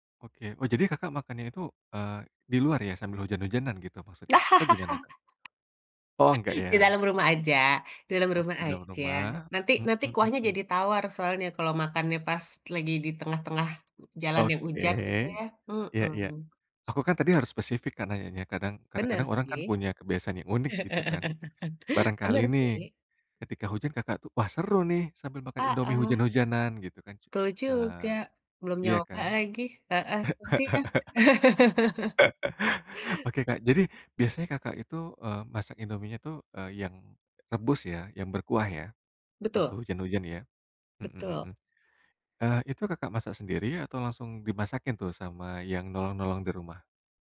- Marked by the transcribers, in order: chuckle; other background noise; tapping; chuckle; chuckle
- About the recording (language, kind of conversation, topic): Indonesian, podcast, Apa makanan favorit saat hujan yang selalu kamu cari?